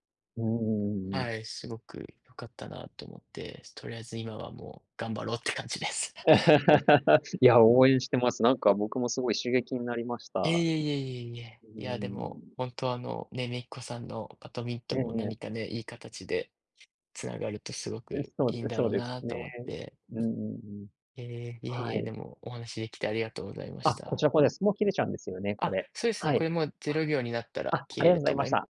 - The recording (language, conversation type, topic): Japanese, unstructured, これまでに困難を乗り越えた経験について教えてください？
- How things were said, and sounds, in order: laughing while speaking: "頑張ろうって感じです"; laugh; other background noise